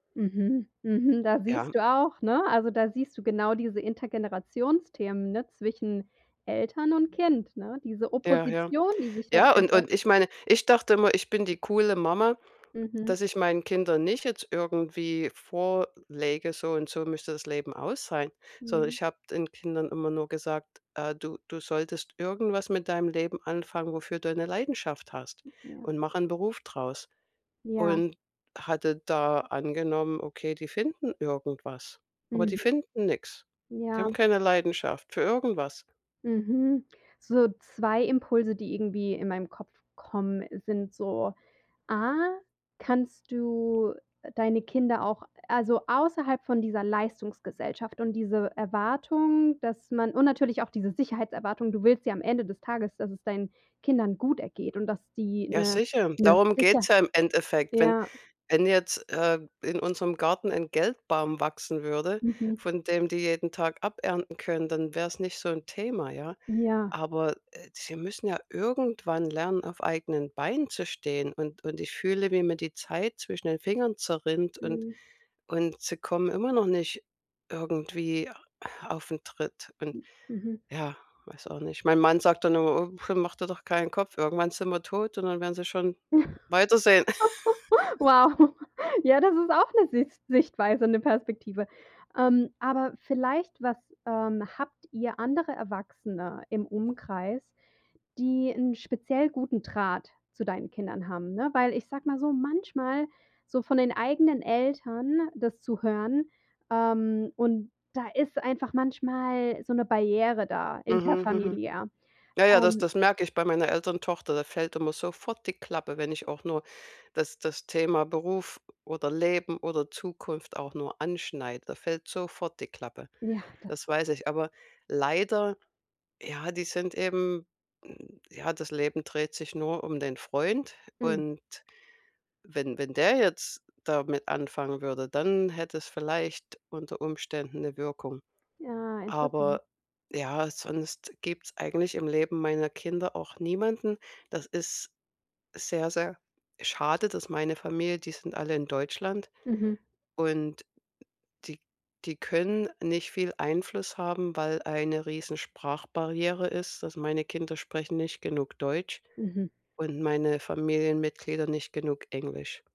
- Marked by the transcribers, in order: other background noise; "aussehen" said as "ausseien"; tapping; laugh; laughing while speaking: "Wow"; chuckle
- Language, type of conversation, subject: German, advice, Warum fühle ich mich minderwertig, wenn ich mich mit meinen Freund:innen vergleiche?